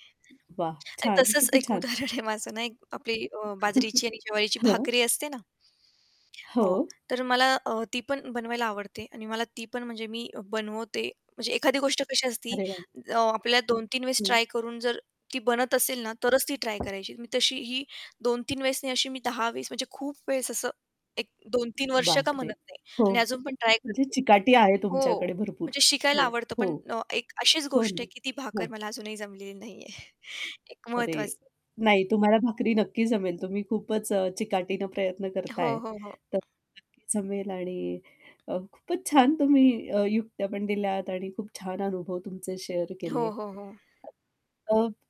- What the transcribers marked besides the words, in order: static; distorted speech; laughing while speaking: "उदाहरण आहे माझं"; chuckle; tapping; other background noise; laughing while speaking: "नाही आहे"; chuckle; in English: "शेअर"
- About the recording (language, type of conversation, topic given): Marathi, podcast, नवीन काही शिकताना तुला प्रेरणा कुठून मिळते?